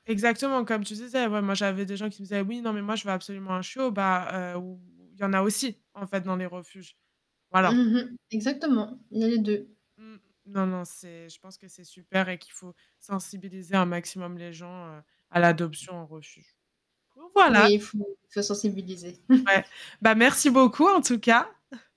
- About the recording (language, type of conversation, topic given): French, unstructured, Quels arguments peut-on utiliser pour convaincre quelqu’un d’adopter un animal dans un refuge ?
- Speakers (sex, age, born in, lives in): female, 25-29, France, France; female, 30-34, France, France
- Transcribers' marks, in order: static; distorted speech; tapping; other background noise; chuckle; chuckle